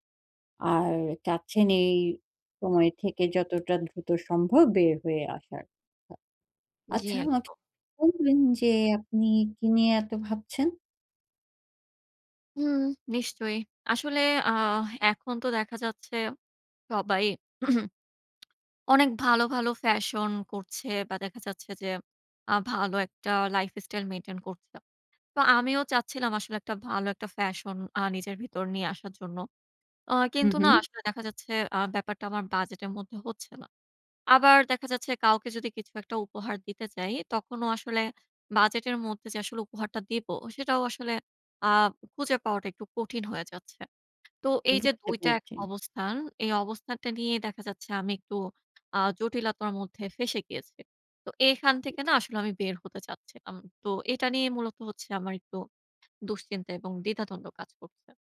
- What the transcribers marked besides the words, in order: tapping; throat clearing; in English: "lifestyle maintain"
- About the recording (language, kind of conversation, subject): Bengali, advice, বাজেটের মধ্যে ভালো জিনিস পাওয়া কঠিন
- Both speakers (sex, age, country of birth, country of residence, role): female, 40-44, Bangladesh, Finland, advisor; female, 55-59, Bangladesh, Bangladesh, user